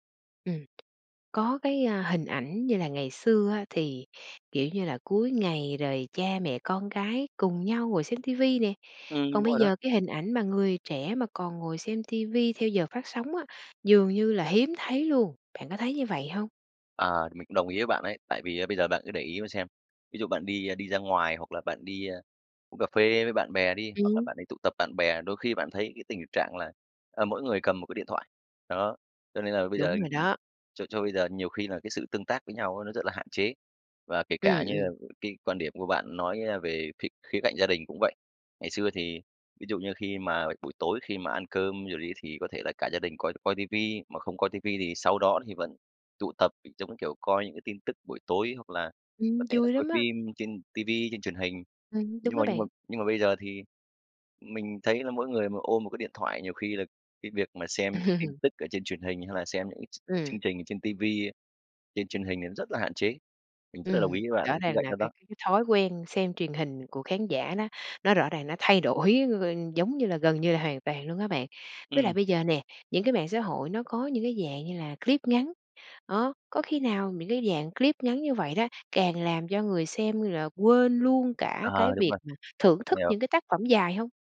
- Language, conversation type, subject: Vietnamese, podcast, Bạn nghĩ mạng xã hội ảnh hưởng thế nào tới truyền hình?
- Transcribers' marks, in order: tapping; other background noise; laugh; laughing while speaking: "đổi"